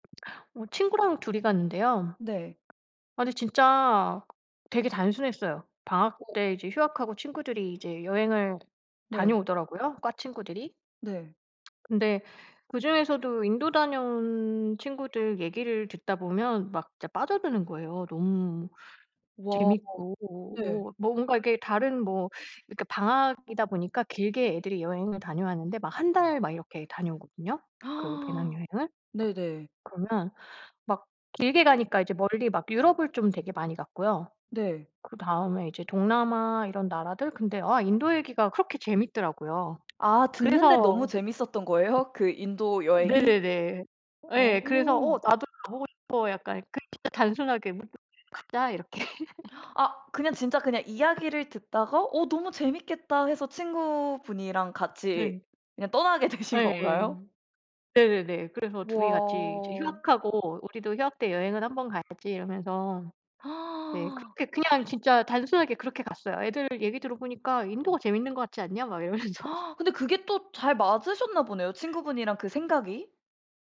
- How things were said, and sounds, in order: tapping; lip smack; gasp; gasp; laugh; laughing while speaking: "되신 건가요?"; gasp; laughing while speaking: "막 이러면서"; gasp
- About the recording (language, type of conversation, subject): Korean, podcast, 여행이 당신의 삶에 어떤 영향을 주었다고 느끼시나요?